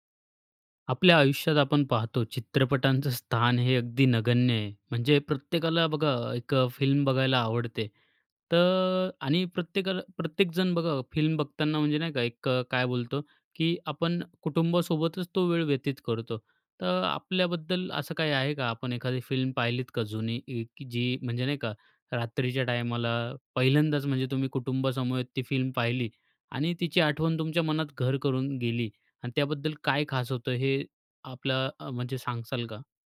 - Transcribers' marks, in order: laughing while speaking: "चित्रपटांचं स्थान"; tapping; in English: "टायमाला"
- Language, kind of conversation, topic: Marathi, podcast, कुटुंबासोबतच्या त्या जुन्या चित्रपटाच्या रात्रीचा अनुभव तुला किती खास वाटला?